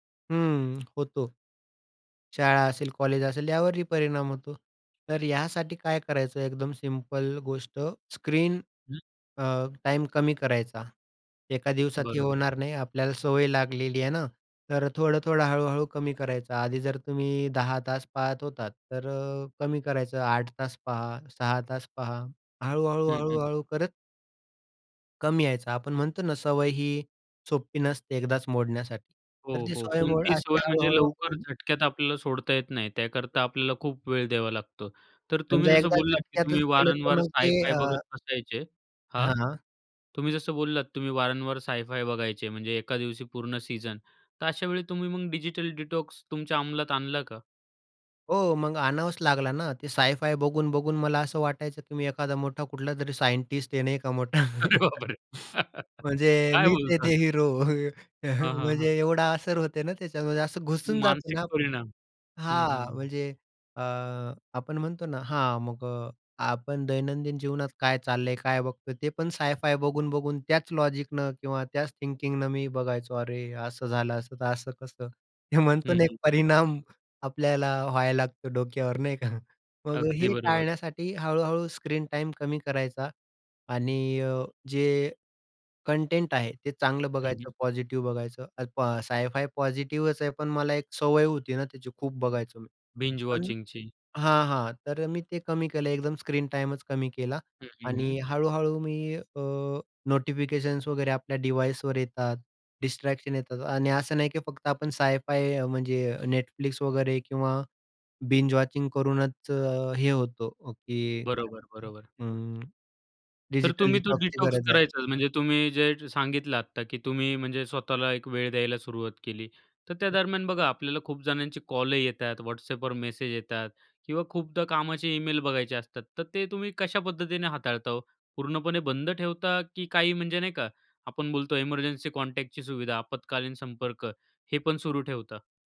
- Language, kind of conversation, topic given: Marathi, podcast, डिजिटल वापरापासून थोडा विराम तुम्ही कधी आणि कसा घेता?
- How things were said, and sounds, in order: other background noise; tapping; in English: "साय-फाय"; in English: "साय-फाय"; in English: "डिजिटल डिटॉक्सची"; in English: "साय-फाय"; laughing while speaking: "अरे, बापरे!"; in English: "सायंटिस्ट"; laugh; chuckle; laughing while speaking: "म्हणजे मीच आहे ते हिरो … जातो ना आपण"; in English: "साय-फाय"; in English: "लॉजिकनं"; in English: "थिंकिंगनं"; laughing while speaking: "हे म्हणतो ना, एक परिणाम आपल्याला व्हायला लागतो डोक्यावर, नाही का"; in English: "साय-फाय पॉझिटिव्हच"; in English: "बिंज वॉचिंगची"; in English: "डिवाइसवर"; in English: "डिस्ट्रॅक्शन"; in English: "साय-फाय"; in English: "बिंज वॉचिंग"; in English: "डिजिटल डिटॉक्सची"; in English: "डिटॉक्स"; other noise; in English: "एमर्जन्सी कॉन्टॅक्टची"